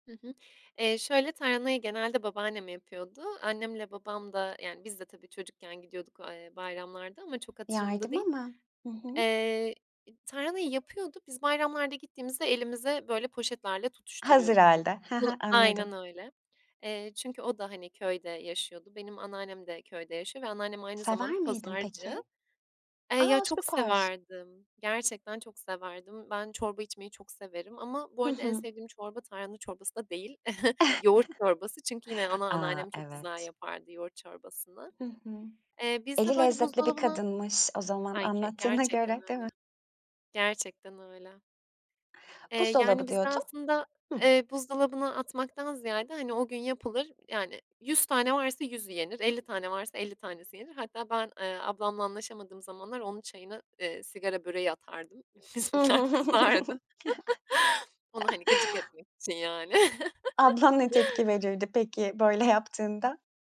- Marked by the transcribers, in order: other background noise; tapping; other noise; chuckle; giggle; chuckle; laughing while speaking: "bizimkiler kızardı"; chuckle; chuckle
- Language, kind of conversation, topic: Turkish, podcast, Çocukken sana en çok huzur veren ev yemeği hangisiydi, anlatır mısın?